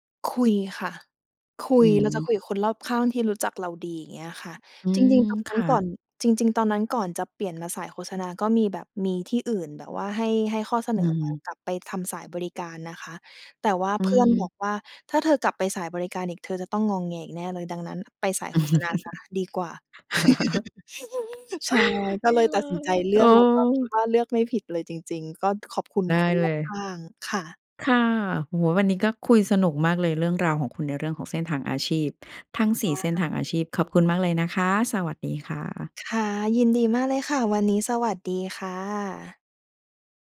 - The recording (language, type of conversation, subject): Thai, podcast, อะไรคือสัญญาณว่าคุณควรเปลี่ยนเส้นทางอาชีพ?
- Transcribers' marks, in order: chuckle; chuckle; "ก็" said as "ก้อด"